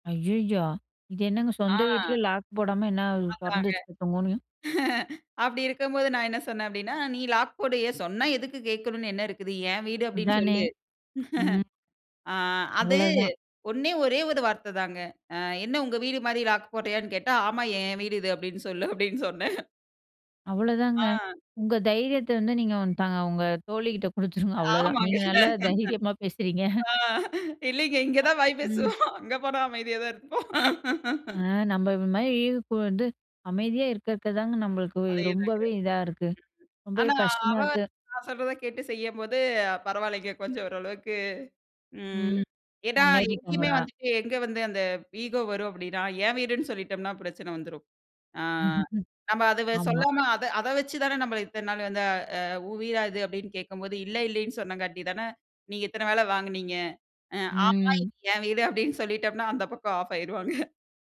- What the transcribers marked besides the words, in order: other background noise; chuckle; chuckle; laughing while speaking: "அப்பிடின்னு சொல்லு, அப்பிடின்னு சொன்னேன்"; laughing while speaking: "கொடுத்துருங்க அவ்ளோதான். நீங்க நல்லா தைரியமா பேசுகிறீங்க"; laugh; laughing while speaking: "இல்லேங்க. இங்க தான் வாய் பேசுவோம். அங்க போனா அமைதியா தான் இருப்போம்"; chuckle; chuckle
- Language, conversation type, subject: Tamil, podcast, சோர்வு வந்தால் ஓய்வெடுக்கலாமா, இல்லையா சிறிது செயற்படலாமா என்று எப்படி தீர்மானிப்பீர்கள்?